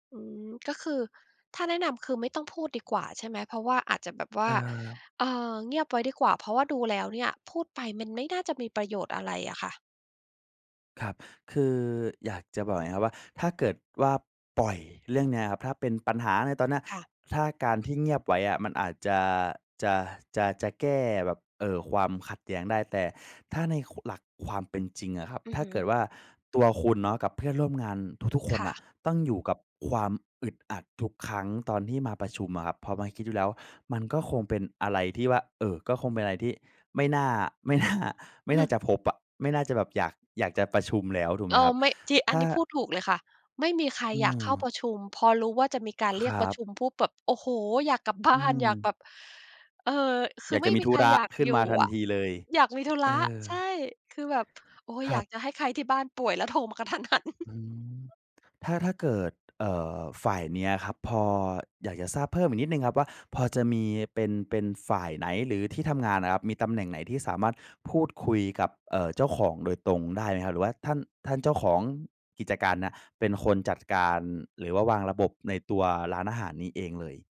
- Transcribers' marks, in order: tapping; laughing while speaking: "ไม่น่า"; chuckle; laughing while speaking: "กระทันหัน"; other background noise
- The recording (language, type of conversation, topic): Thai, advice, ทำอย่างไรถึงจะกล้าแสดงความคิดเห็นในการประชุมที่ทำงาน?